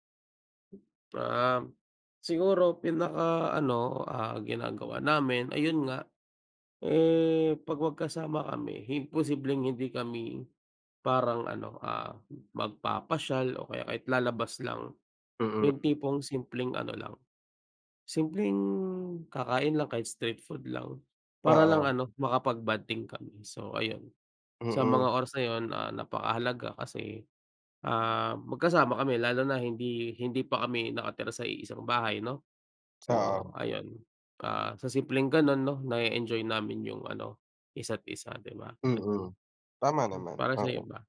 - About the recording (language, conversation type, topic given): Filipino, unstructured, Paano ninyo pinahahalagahan ang oras na magkasama sa inyong relasyon?
- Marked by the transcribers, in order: none